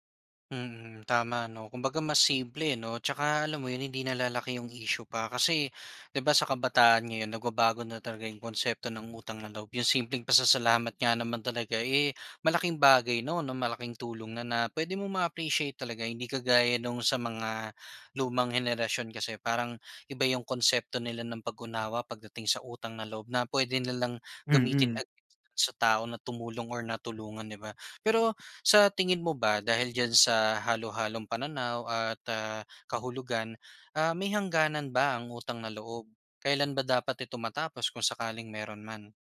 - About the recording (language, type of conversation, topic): Filipino, podcast, Ano ang ibig sabihin sa inyo ng utang na loob?
- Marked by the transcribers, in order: other background noise